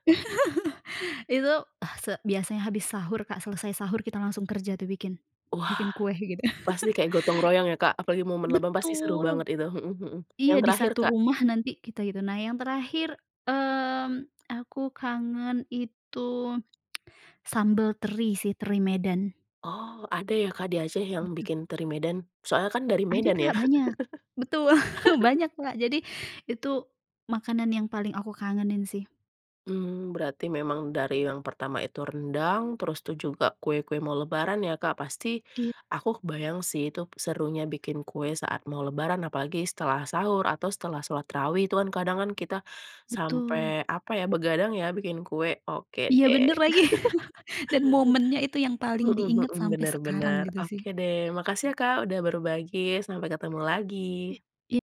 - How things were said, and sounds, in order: laugh; chuckle; tapping; tsk; chuckle; laugh; chuckle; laugh
- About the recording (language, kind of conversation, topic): Indonesian, podcast, Kenangan khusus apa yang muncul saat kamu mencium aroma masakan keluarga?